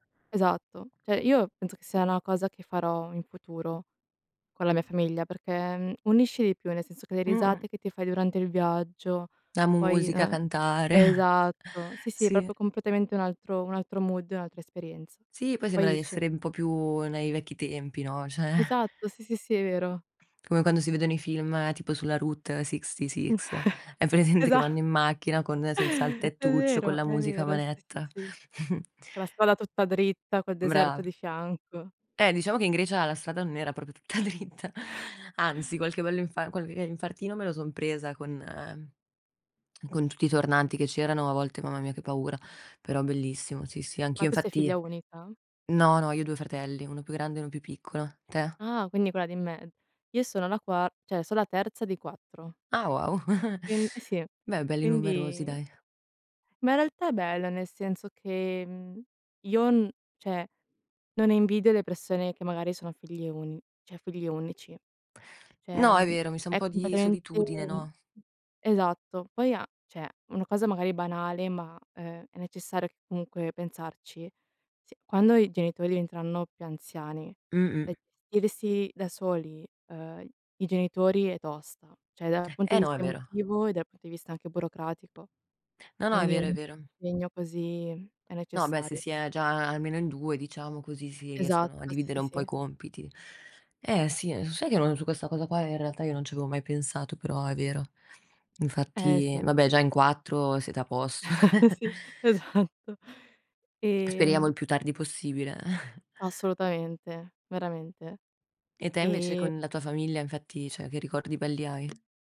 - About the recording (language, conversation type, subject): Italian, unstructured, Qual è il ricordo più bello che hai con la tua famiglia?
- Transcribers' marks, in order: "Cioè" said as "ceh"; other background noise; laughing while speaking: "cantare"; "proprio" said as "popio"; tapping; in English: "mood"; laughing while speaking: "ceh"; "cioè" said as "ceh"; chuckle; laughing while speaking: "Esa"; laughing while speaking: "presente"; chuckle; "proprio" said as "propo"; breath; laughing while speaking: "tutta dritta"; lip smack; "cioè" said as "ceh"; giggle; "cioè" said as "ceh"; "cioè" said as "ceh"; "Cioè" said as "ceh"; "cioè" said as "ceh"; "cioè" said as "ceh"; chuckle; laughing while speaking: "Sì, esatto"; chuckle; chuckle; "cioè" said as "ceh"